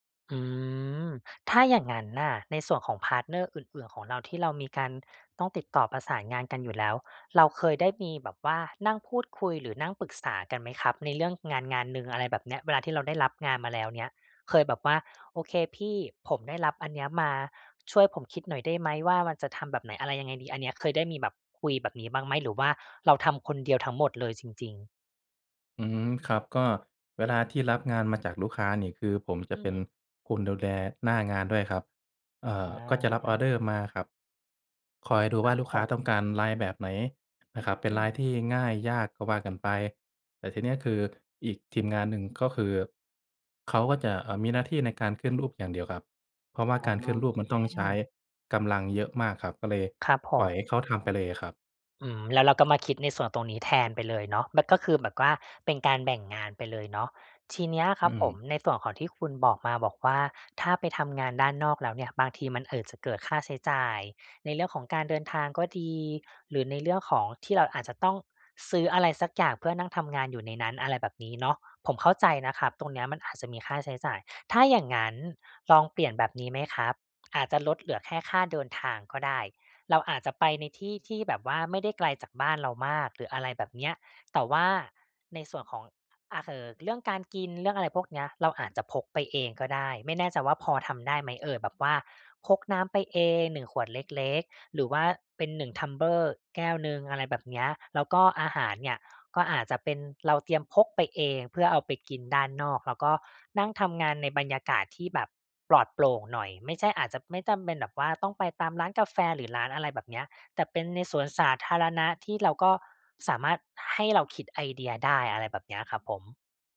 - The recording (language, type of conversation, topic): Thai, advice, ทำอย่างไรให้ทำงานสร้างสรรค์ได้ทุกวันโดยไม่เลิกกลางคัน?
- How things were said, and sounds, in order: in English: "tumbler"; other background noise